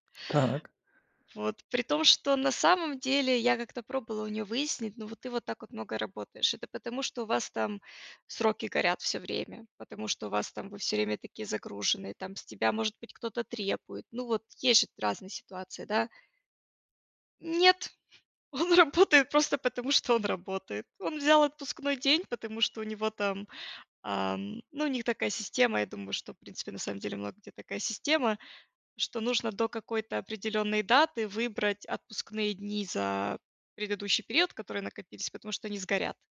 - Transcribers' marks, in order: tapping; exhale
- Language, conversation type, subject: Russian, podcast, Как найти баланс между работой и хобби?